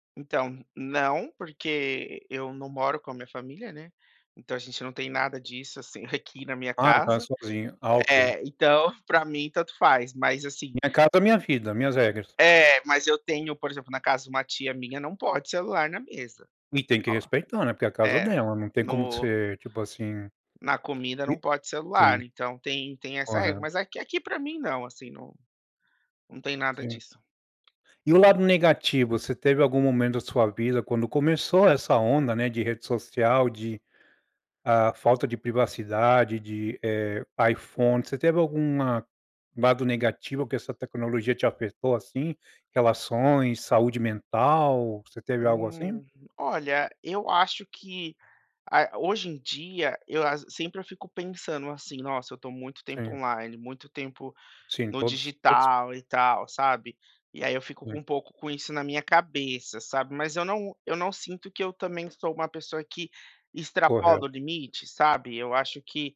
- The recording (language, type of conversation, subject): Portuguese, podcast, Como a tecnologia mudou sua rotina diária?
- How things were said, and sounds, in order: none